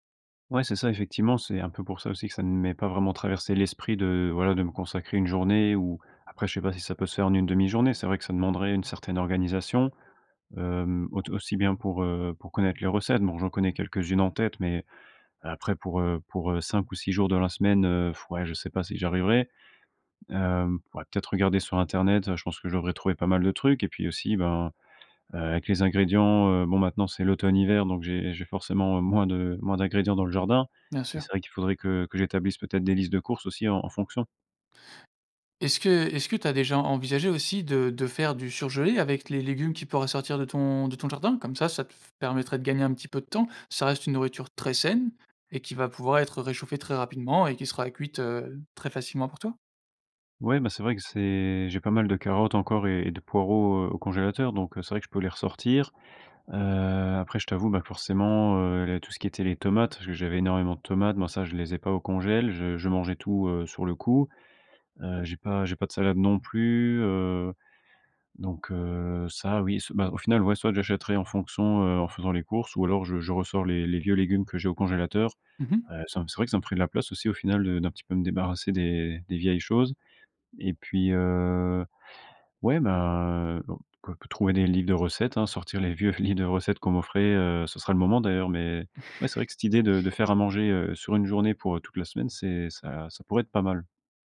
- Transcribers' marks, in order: stressed: "très"; "congélateur" said as "congel"; laughing while speaking: "vieux"; chuckle
- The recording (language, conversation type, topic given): French, advice, Comment puis-je manger sainement malgré un emploi du temps surchargé et des repas pris sur le pouce ?
- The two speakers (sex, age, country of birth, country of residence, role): male, 25-29, France, France, advisor; male, 25-29, France, France, user